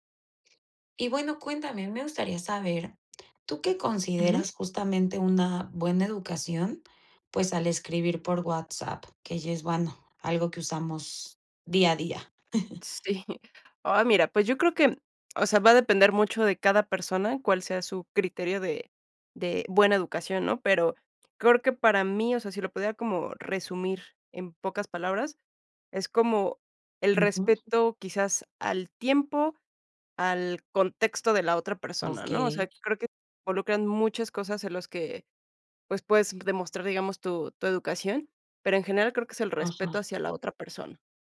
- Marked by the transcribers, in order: chuckle
- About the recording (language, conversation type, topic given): Spanish, podcast, ¿Qué consideras que es de buena educación al escribir por WhatsApp?